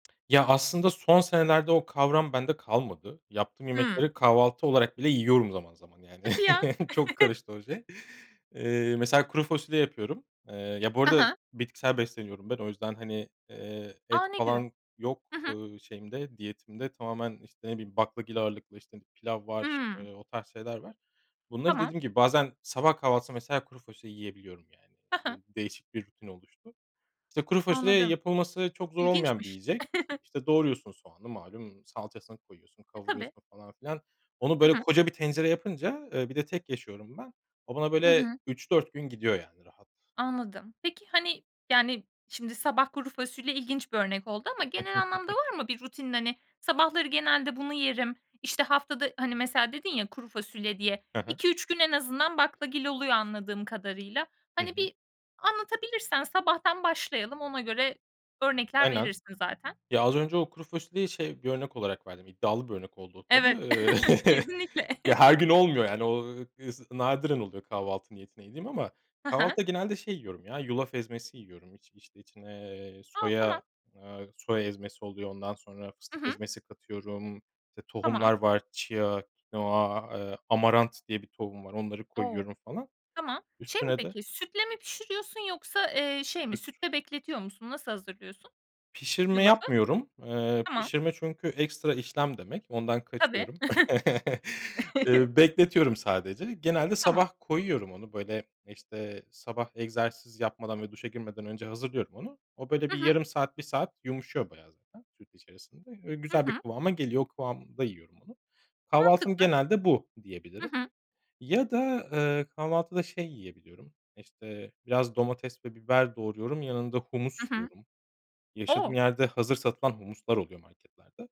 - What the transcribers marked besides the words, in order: other background noise; chuckle; laughing while speaking: "Çok karıştı o şey"; chuckle; chuckle; chuckle; chuckle; laughing while speaking: "kesinlikle"; chuckle; unintelligible speech; chuckle
- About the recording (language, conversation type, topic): Turkish, podcast, Yemek yapma alışkanlıkların nasıl?